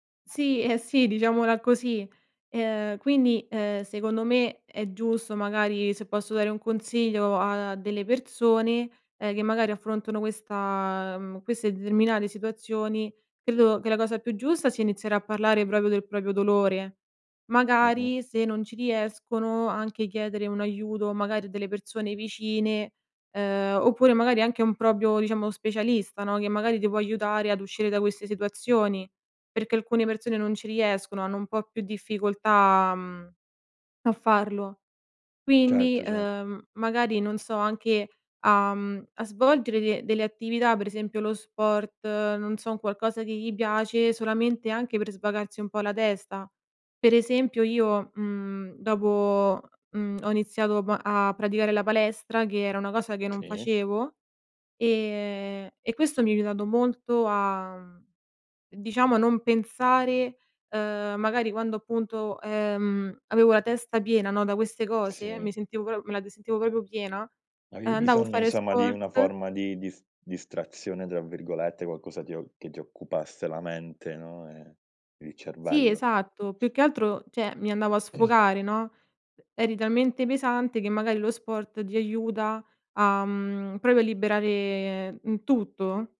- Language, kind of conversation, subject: Italian, podcast, Cosa ti ha insegnato l’esperienza di affrontare una perdita importante?
- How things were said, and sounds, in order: "proprio" said as "propio"; "proprio" said as "propio"; "proprio" said as "propio"; "proprio" said as "propio"; throat clearing; "proprio" said as "propio"